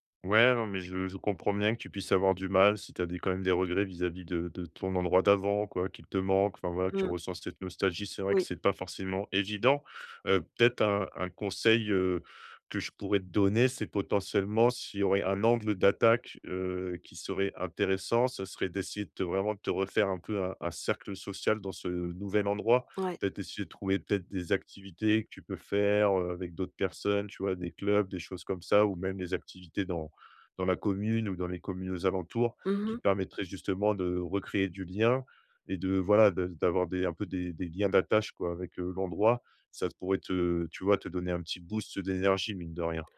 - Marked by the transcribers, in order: none
- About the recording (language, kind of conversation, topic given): French, advice, Comment retrouver durablement la motivation quand elle disparaît sans cesse ?